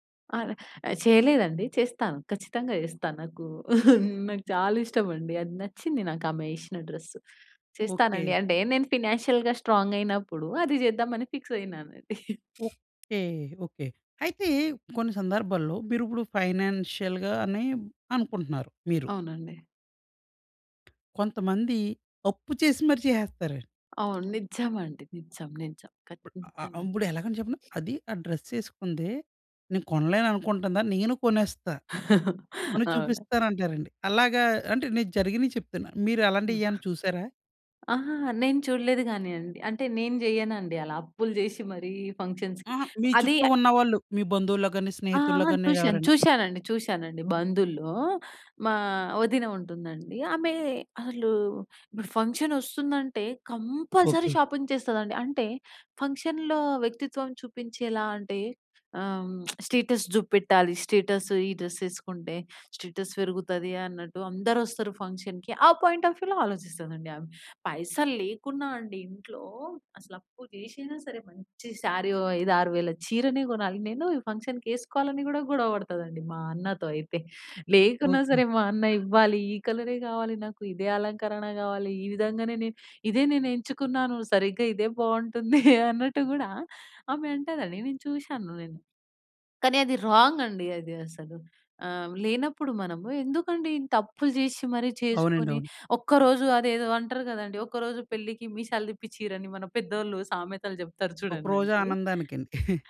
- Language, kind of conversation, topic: Telugu, podcast, ఒక చక్కని దుస్తులు వేసుకున్నప్పుడు మీ రోజు మొత్తం మారిపోయిన అనుభవం మీకు ఎప్పుడైనా ఉందా?
- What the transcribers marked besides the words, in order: giggle; in English: "ఫైనాన్షియల్‌గా"; chuckle; other background noise; in English: "ఫైనాన్షియల్‌గానే"; tapping; other noise; chuckle; in English: "ఫంక్షన్స్‌కి"; in English: "కంపల్సరీ షాపింగ్"; in English: "ఫంక్షన్‍లో"; lip smack; in English: "స్టేటస్"; in English: "స్టేటస్"; in English: "ఫంక్షన్‍కి"; in English: "పాయింట్ ఆఫ్ వ్యూలో"; in English: "శారీ"; in English: "ఫంక్షన్‌కేసుకోవాలని"; chuckle; chuckle